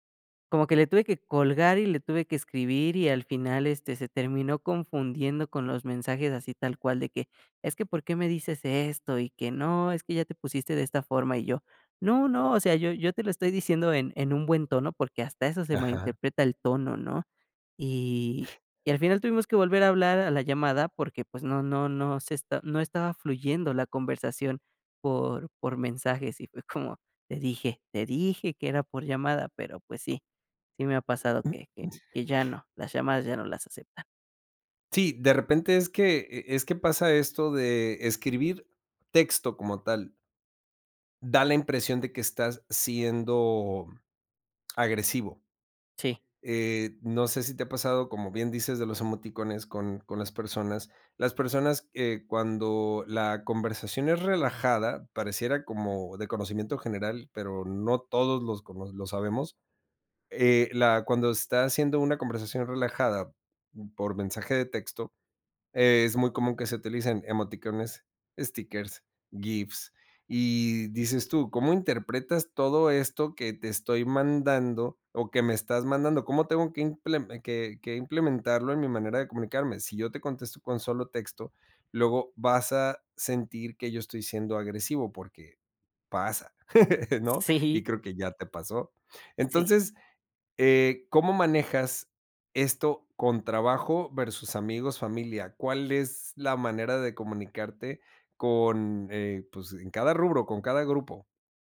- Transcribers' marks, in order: other background noise; chuckle; laugh
- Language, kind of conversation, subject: Spanish, podcast, ¿Prefieres comunicarte por llamada, mensaje o nota de voz?